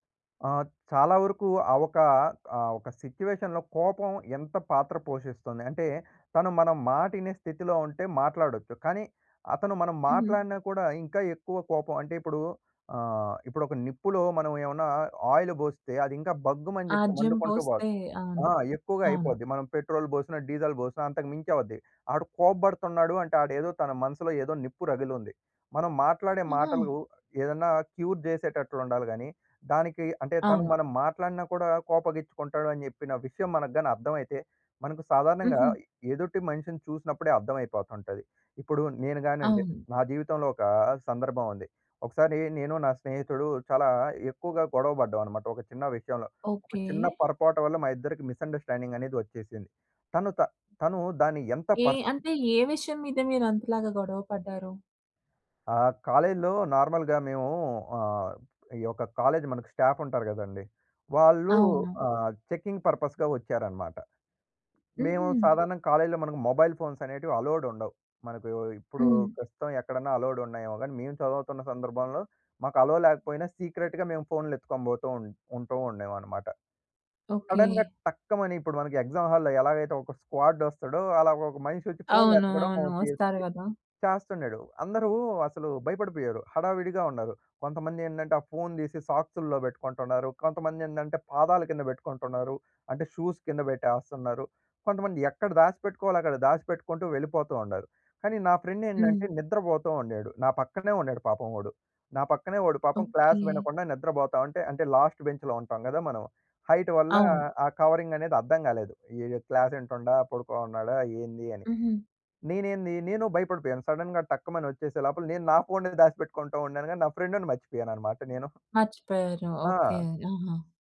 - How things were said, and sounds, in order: in English: "సిట్యుయేషన్‌లో"; in English: "పెట్రోల్"; in English: "డీజిల్"; in English: "క్యూర్"; other noise; drawn out: "ఒకా"; in English: "నార్మల్‌గా"; in English: "కాలేజ్"; in English: "స్టాఫ్"; other background noise; in English: "చెకింగ్ పర్పస్‌గా"; in English: "మొబైల్ ఫోన్స్"; in English: "అలొవ్"; in English: "సీక్రెట్‌గా"; in English: "సడెన్‌గా"; in English: "ఎగ్జామ్ హాల్‌లో"; in English: "స్క్వాడ్"; drawn out: "అందరూ"; in English: "సాక్స్‌ల్లో"; in English: "షూస్"; in English: "ఫ్రెండ్"; in English: "క్లాస్"; in English: "లాస్ట్ బెంచ్‌లో"; in English: "హైట్"; in English: "సడెన్‌గా"; in English: "ఫ్రెండ్‌ని"
- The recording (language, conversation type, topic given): Telugu, podcast, బాగా సంభాషించడానికి మీ సలహాలు ఏవి?